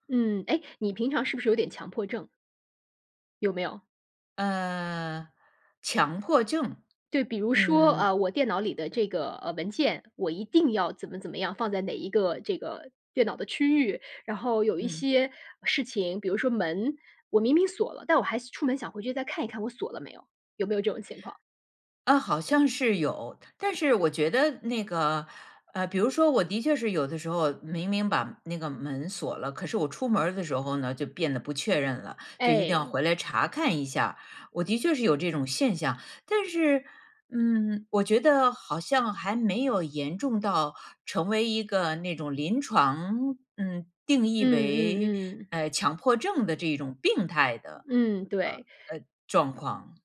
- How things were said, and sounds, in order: "是" said as "四"; other background noise
- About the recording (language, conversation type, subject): Chinese, advice, 我该如何描述自己持续自我贬低的内心对话？